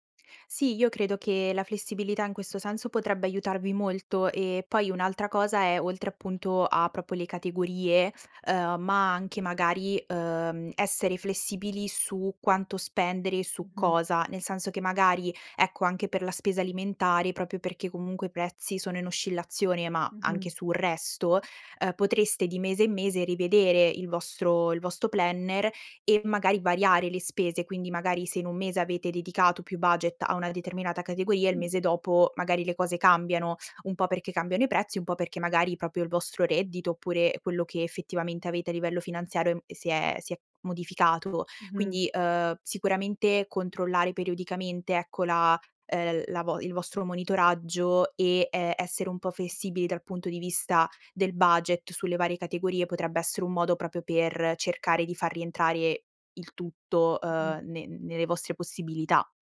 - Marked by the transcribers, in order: other background noise; "proprio" said as "propo"; tapping; "proprio" said as "propio"; in English: "planner"; "proprio" said as "propio"
- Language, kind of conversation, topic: Italian, advice, Come posso gestire meglio un budget mensile costante se faccio fatica a mantenerlo?
- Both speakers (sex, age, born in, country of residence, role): female, 20-24, Italy, Italy, advisor; female, 25-29, Italy, Italy, user